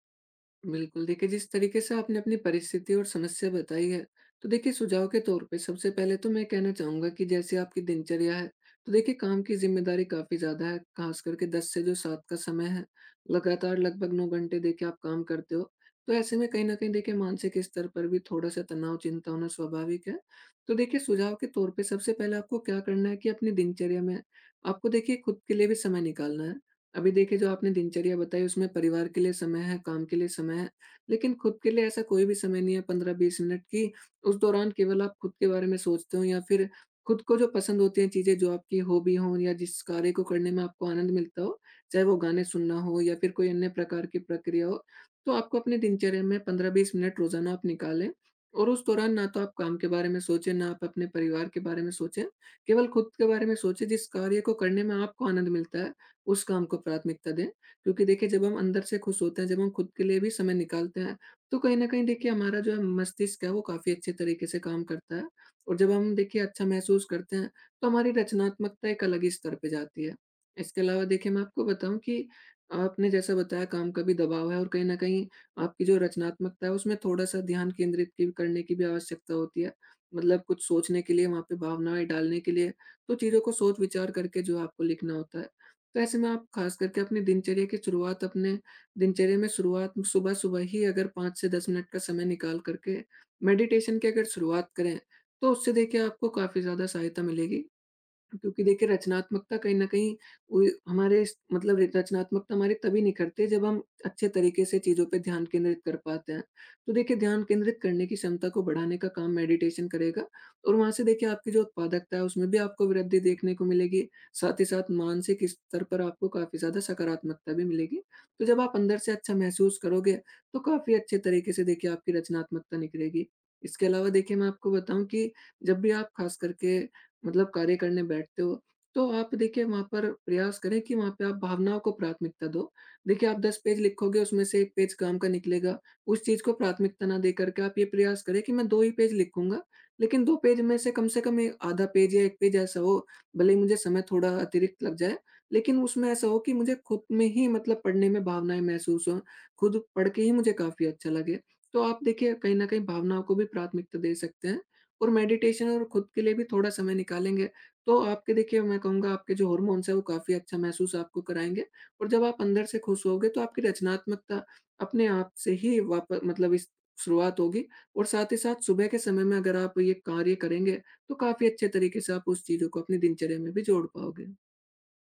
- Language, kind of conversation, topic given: Hindi, advice, क्या मैं रोज़ रचनात्मक अभ्यास शुरू नहीं कर पा रहा/रही हूँ?
- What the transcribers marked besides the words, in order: other background noise; tapping; in English: "हॉबी"; in English: "मेडिटेशन"; in English: "मेडिटेशन"; in English: "मेडिटेशन"; in English: "हार्मोन्स"